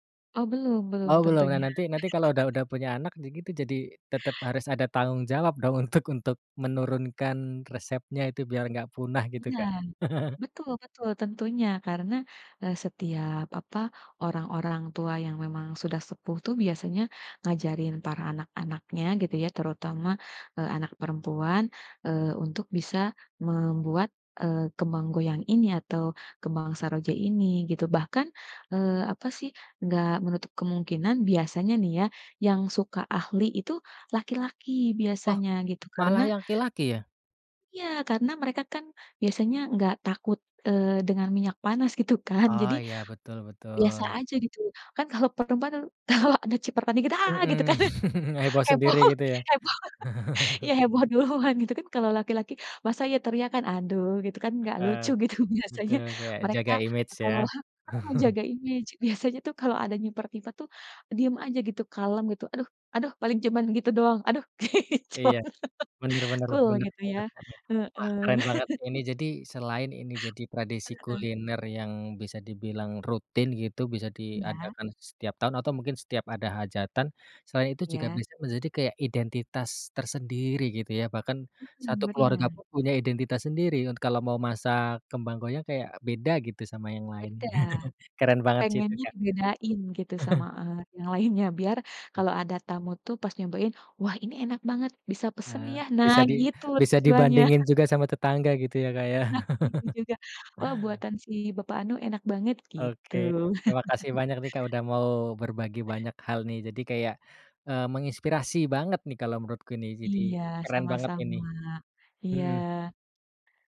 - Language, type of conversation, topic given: Indonesian, podcast, Tradisi kuliner keluarga apa yang paling kamu tunggu-tunggu?
- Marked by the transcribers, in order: laugh; laughing while speaking: "untuk"; chuckle; other background noise; tapping; laughing while speaking: "kalau"; chuckle; laughing while speaking: "gitu kan, heboh heboh, iya, heboh duluan"; chuckle; laughing while speaking: "lucu gitu"; chuckle; laughing while speaking: "gitu"; in English: "Cool"; laughing while speaking: "Heeh"; chuckle; chuckle; laugh; chuckle